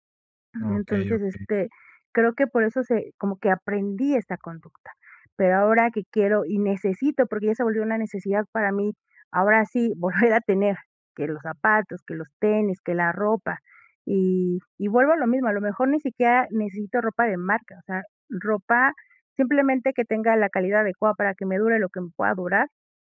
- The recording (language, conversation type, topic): Spanish, advice, ¿Cómo puedo priorizar mis propias necesidades si gasto para impresionar a los demás?
- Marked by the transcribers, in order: none